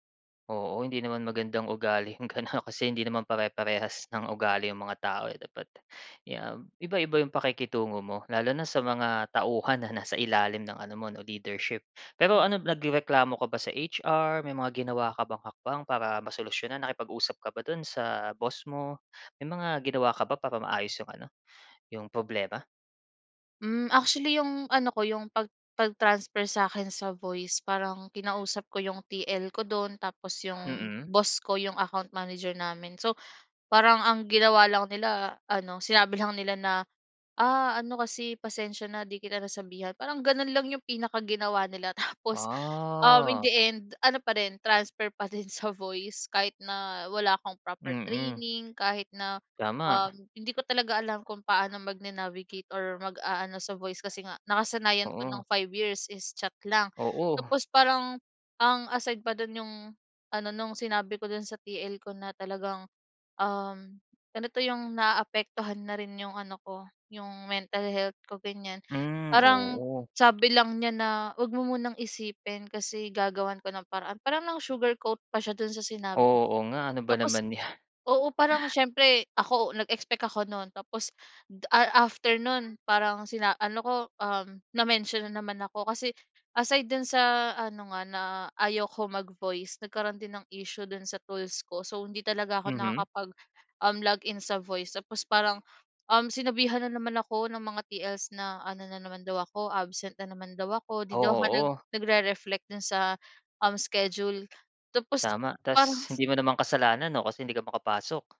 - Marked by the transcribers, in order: dog barking; in English: "account manager"; in English: "in the end"; in English: "proper training"; tapping; in English: "sugarcoat"; other background noise
- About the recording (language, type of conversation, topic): Filipino, podcast, Ano ang mga palatandaan na panahon nang umalis o manatili sa trabaho?